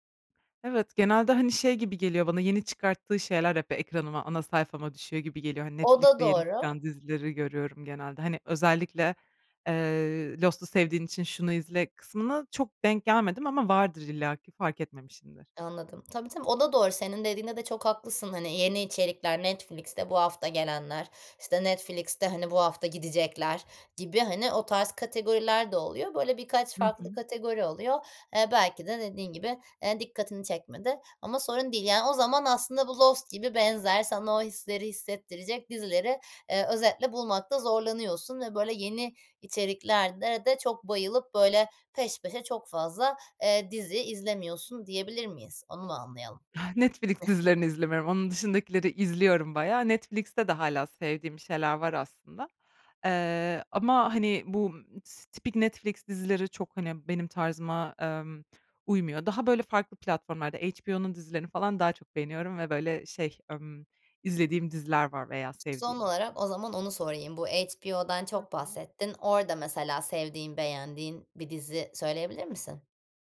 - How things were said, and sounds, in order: chuckle; "Netflix" said as "netfilik"; chuckle; other background noise
- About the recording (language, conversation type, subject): Turkish, podcast, İzleme alışkanlıkların (dizi ve film) zamanla nasıl değişti; arka arkaya izlemeye başladın mı?
- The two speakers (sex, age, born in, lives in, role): female, 25-29, Turkey, Germany, guest; female, 30-34, Turkey, Netherlands, host